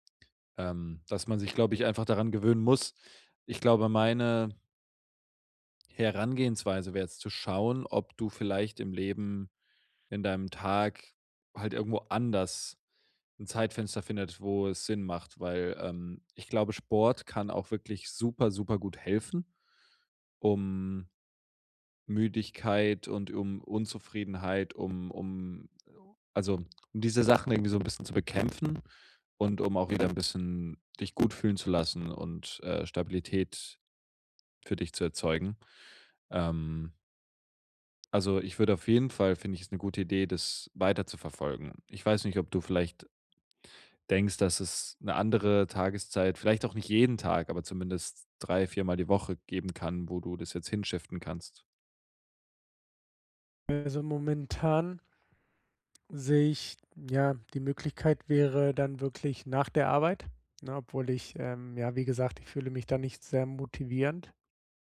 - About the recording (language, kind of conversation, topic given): German, advice, Wie kann ich trotz Unsicherheit eine tägliche Routine aufbauen?
- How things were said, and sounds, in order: other background noise; in English: "hinshiften"